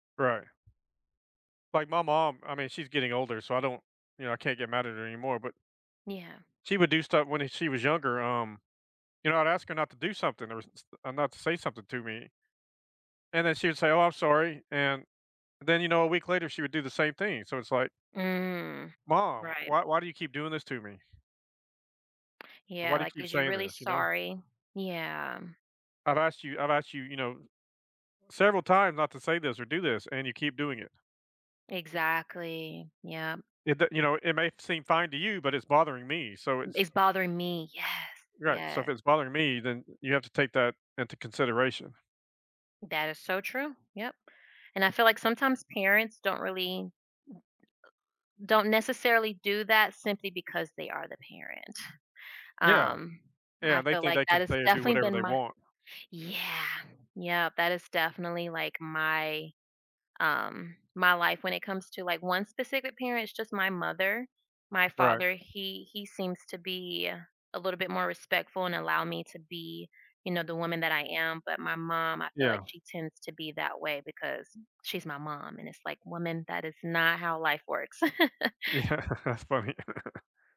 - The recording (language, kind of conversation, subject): English, unstructured, What makes an apology truly meaningful to you?
- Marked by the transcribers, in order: other background noise; other noise; chuckle; stressed: "yeah"; laughing while speaking: "Yeah, that's funny"; chuckle